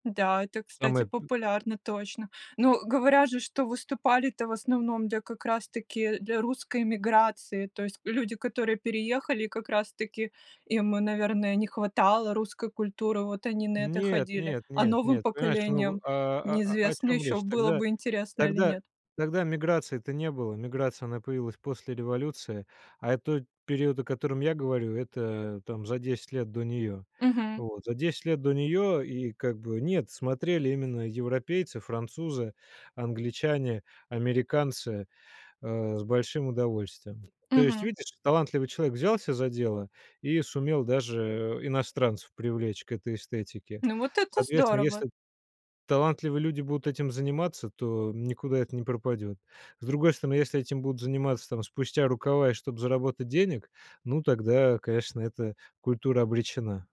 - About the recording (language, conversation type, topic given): Russian, podcast, Почему для тебя важны родные песни и сказки?
- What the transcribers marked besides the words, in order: none